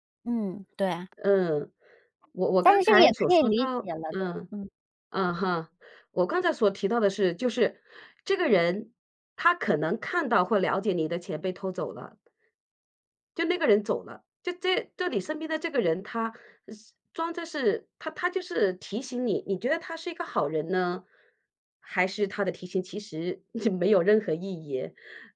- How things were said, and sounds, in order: other background noise; chuckle
- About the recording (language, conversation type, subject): Chinese, podcast, 你在路上有没有遇到过有人帮了你一个大忙？